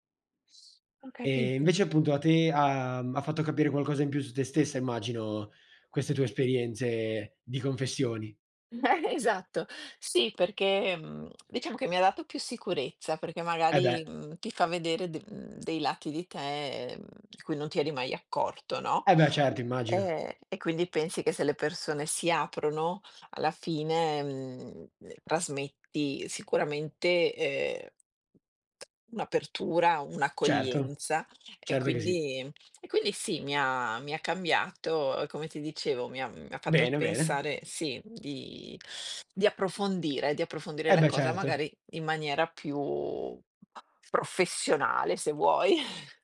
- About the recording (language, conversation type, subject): Italian, unstructured, Qual è stato il momento più soddisfacente in cui hai messo in pratica una tua abilità?
- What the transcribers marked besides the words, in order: other background noise; tapping; chuckle; tongue click; lip smack; chuckle